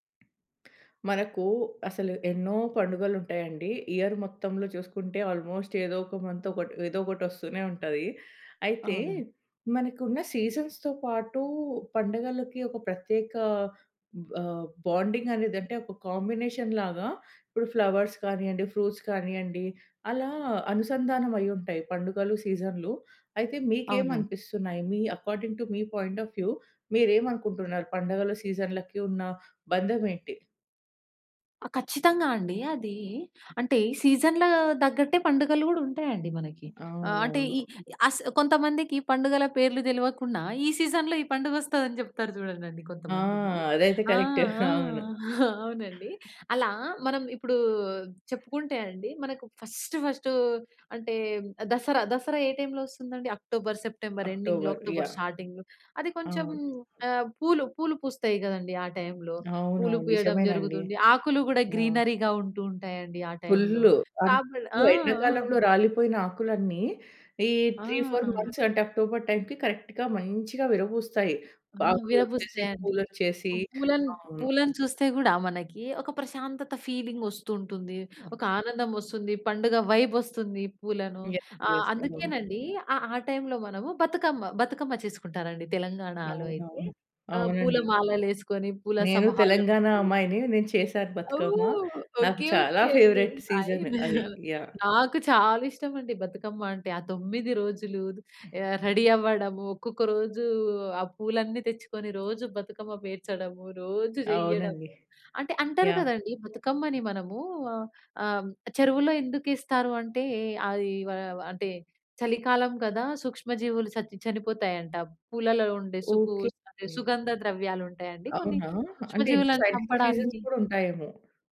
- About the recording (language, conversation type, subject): Telugu, podcast, మన పండుగలు ఋతువులతో ఎలా ముడిపడి ఉంటాయనిపిస్తుంది?
- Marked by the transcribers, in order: other background noise; in English: "ఇయర్"; in English: "ఆల్మోస్ట్"; in English: "మంత్"; in English: "సీజన్స్‌తో"; in English: "బాండింగ్"; in English: "కాంబినేషన్"; in English: "ఫ్లవర్స్"; in English: "ఫ్రూట్స్"; in English: "అకార్డింగ్ టు"; in English: "పాయింట్ ఆఎఫ్ వ్యూ"; in English: "సీజన్‌లో"; in English: "ఫస్ట్ ఫస్ట్"; in English: "ఎండింగ్‌లో"; in English: "స్టార్టింగ్‌లో"; in English: "గ్రీనరీగా"; in English: "ఫుల్"; in English: "త్రీ ఫౌర్ మంత్స్"; in English: "టైమ్‌కి కరెక్ట్‌గా"; in English: "ఫీలింగ్"; in English: "వైబ్"; in English: "యె యెస్"; unintelligible speech; in English: "ఫైన్"; in English: "ఫేవరైట్ సీజన్"; in English: "రెడీ"; tapping; in English: "సైంటిఫిక్ రీజన్స్"